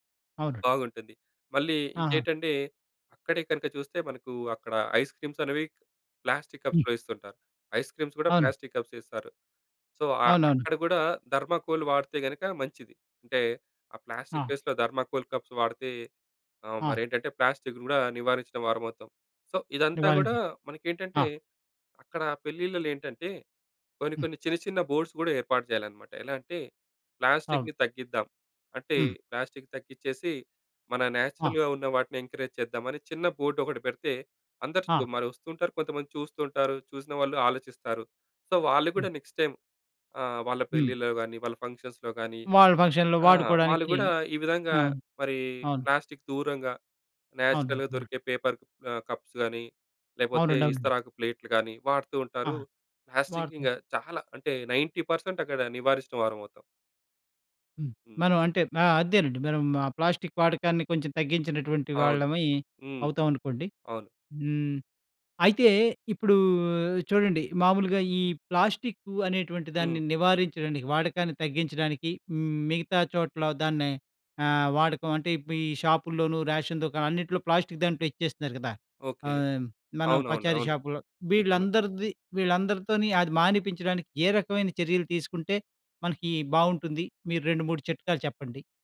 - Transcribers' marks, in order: in English: "ఐస్ క్రీమ్స్"; in English: "కప్స్‌లో"; in English: "ఐస్ క్రీమ్స్"; in English: "సో"; in English: "థర్మాకోల్"; in English: "ప్లేస్‌లో థర్మాకోల్ కప్స్"; in English: "సో"; in English: "బోర్డ్స్"; in English: "నేచురల్‌గా"; in English: "ఎంకరేజ్"; in English: "బోర్డ్"; in English: "సో"; in English: "నెక్స్ట్ టైమ్"; in English: "ఫంక్షన్స్‌లో"; in English: "ఫంక్షన్‌లో"; in English: "నేచురల్‍గా"; in English: "పేపర్"; in English: "కప్స్"; in English: "నైంటీ పర్సెంట్"; in English: "రేషన్"
- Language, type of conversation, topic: Telugu, podcast, ప్లాస్టిక్ వాడకాన్ని తగ్గించడానికి మనం ఎలా మొదలుపెట్టాలి?
- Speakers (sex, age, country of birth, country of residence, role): male, 35-39, India, India, guest; male, 50-54, India, India, host